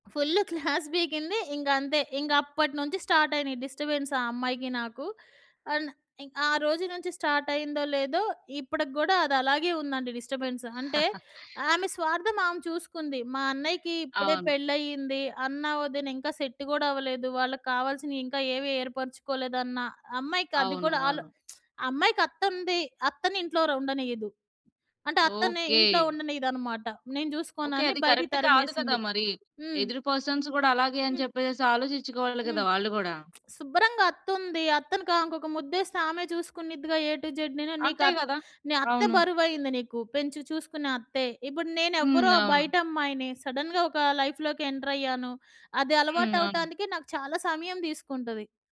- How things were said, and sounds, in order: in English: "క్లాస్"; in English: "స్టాట్"; in English: "డిస్టర్బెన్స్"; in English: "అండ్"; in English: "స్టాట్"; chuckle; in English: "డిస్టబెన్స్"; other background noise; in English: "సెట్"; tsk; in English: "కరెక్ట్"; in English: "పర్సన్స్"; lip smack; in English: "ఏ టూ జడ్"; in English: "సడెన్‌గా"; in English: "లైఫ్‌లోకి ఎంటర్"
- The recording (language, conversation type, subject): Telugu, podcast, సాంప్రదాయ ఒత్తిడిని ఎదుర్కొంటూ మీరు మీ సరిహద్దులను ఎలా నిర్ధారించుకున్నారు?